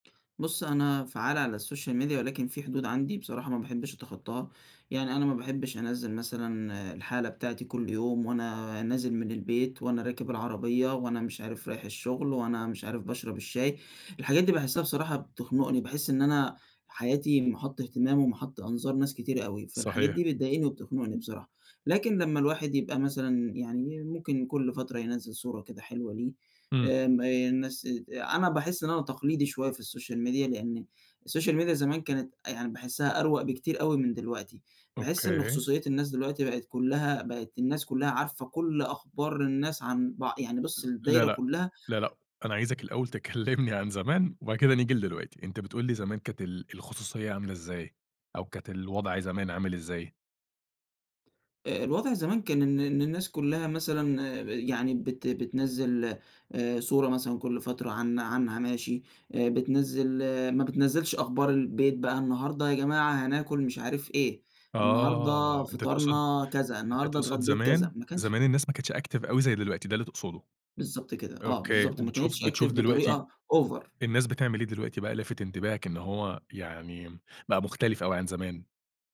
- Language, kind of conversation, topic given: Arabic, podcast, إزاي تحمي خصوصيتك على السوشيال ميديا؟
- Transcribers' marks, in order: tapping; in English: "الSocial Media"; in English: "الSocial Media"; in English: "الSocial Media"; laughing while speaking: "تكلّمني"; in English: "active"; in English: "active"; in English: "Over"